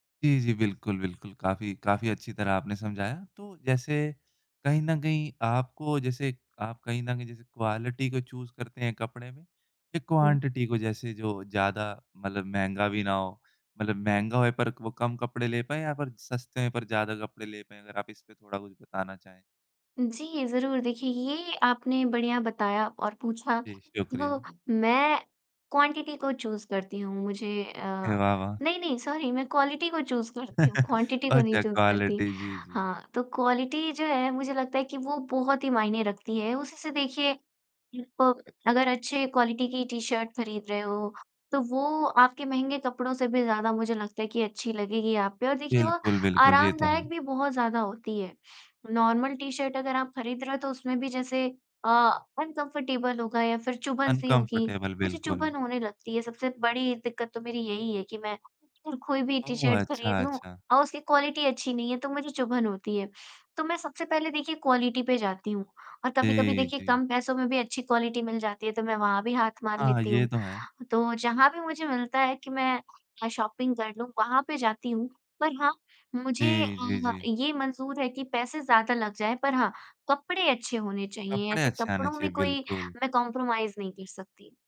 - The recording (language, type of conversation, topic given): Hindi, podcast, कपड़ों में आराम बनाम लुक—आप क्या चुनते हैं?
- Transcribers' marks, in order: in English: "क्वालिटी"; in English: "चूज़"; in English: "क्वांटिटी"; laughing while speaking: "तो"; in English: "क्वांटिटी"; in English: "चूज़"; in English: "सॉरी"; in English: "क्वालिटी"; in English: "चूज़"; laughing while speaking: "करती हूँ"; in English: "क्वांटिटी"; chuckle; in English: "चूज़"; in English: "क्वालिटी"; in English: "क्वालिटी"; in English: "क्वालिटी"; in English: "नॉर्मल"; in English: "अनकम्फर्टेबल"; in English: "अनकम्फर्टेबल"; in English: "क्वालिटी"; in English: "क्वालिटी"; in English: "क्वालिटी"; in English: "शॉपिंग"; in English: "कॉम्प्रोमाइज़"